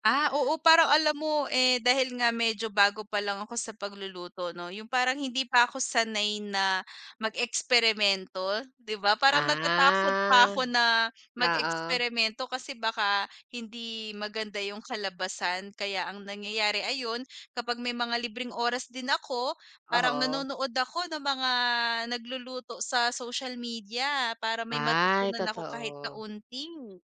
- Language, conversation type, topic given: Filipino, unstructured, Ano ang paborito mong gawin kapag may libreng oras ka?
- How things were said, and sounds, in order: tapping